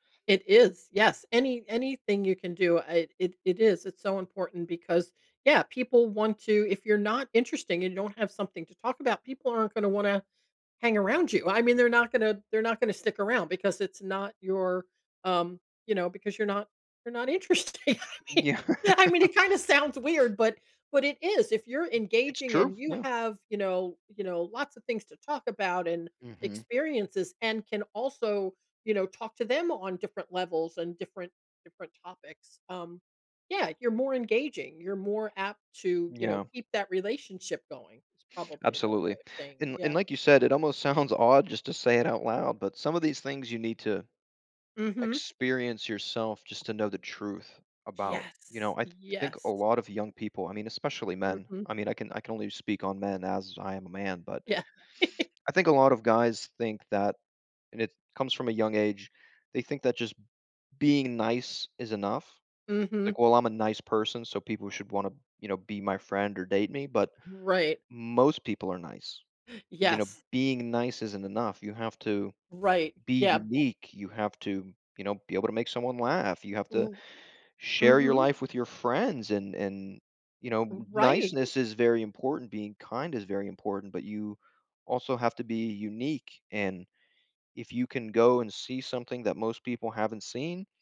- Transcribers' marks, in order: laughing while speaking: "Yeah"; laughing while speaking: "interesting. I mean"; laugh; laughing while speaking: "sounds"; tapping; laugh; gasp
- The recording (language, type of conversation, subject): English, unstructured, What travel experience should everyone try?